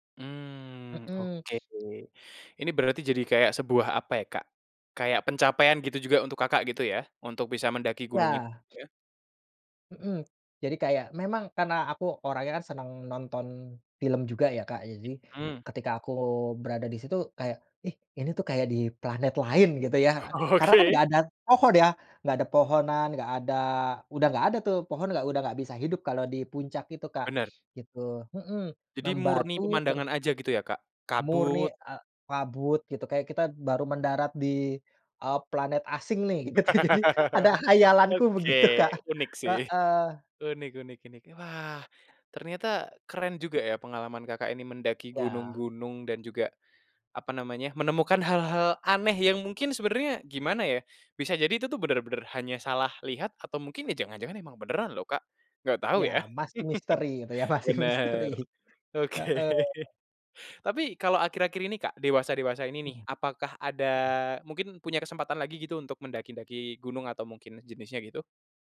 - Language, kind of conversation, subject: Indonesian, podcast, Apa momen paling bikin kamu merasa penasaran waktu jalan-jalan?
- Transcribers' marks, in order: other background noise; laughing while speaking: "Oke"; laugh; laughing while speaking: "gitu. Jadi"; "unik" said as "inik"; chuckle; laughing while speaking: "Oke"; laughing while speaking: "masih misteri"